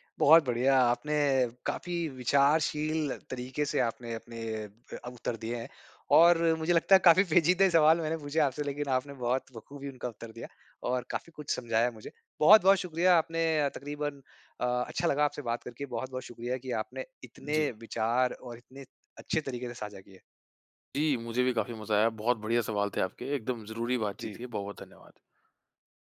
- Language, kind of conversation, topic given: Hindi, podcast, सोशल मीडिया ने आपकी भाषा को कैसे बदला है?
- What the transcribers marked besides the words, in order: laughing while speaking: "पेचीदे"